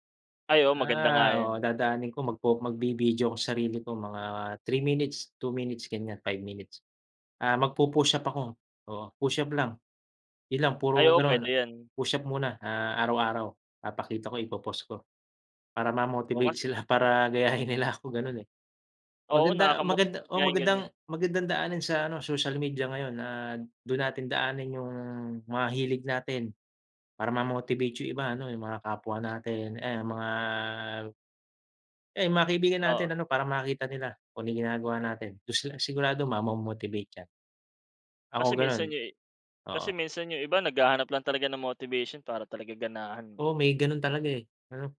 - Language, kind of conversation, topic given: Filipino, unstructured, Bakit sa tingin mo maraming tao ang tinatamad mag-ehersisyo?
- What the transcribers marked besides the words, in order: laughing while speaking: "gayahin nila ako"; tapping